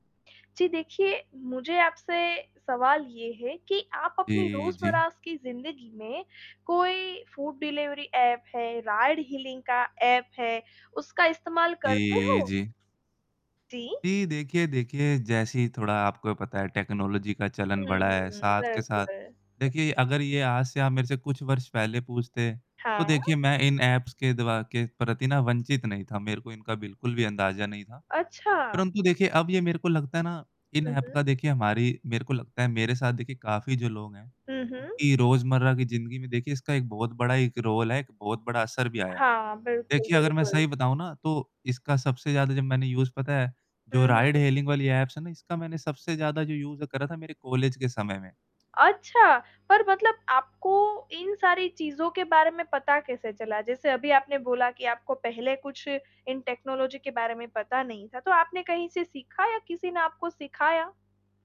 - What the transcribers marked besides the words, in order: static; "रोज़मर्रा" said as "रोज़मराज़"; in English: "फूड डिलिवरी"; in English: "राइड-हेलिंग"; in English: "टेक्नोलॉजी"; in English: "ऐप्स"; in English: "रोल"; in English: "यूज़"; in English: "राइड-हेलिंग"; in English: "ऐप्स"; in English: "यूज़"; in English: "टेक्नोलॉजी"
- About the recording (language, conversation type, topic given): Hindi, podcast, राइड बुकिंग और खाना पहुँचाने वाले ऐप्स ने हमारी रोज़मर्रा की ज़िंदगी को कैसे बदला है?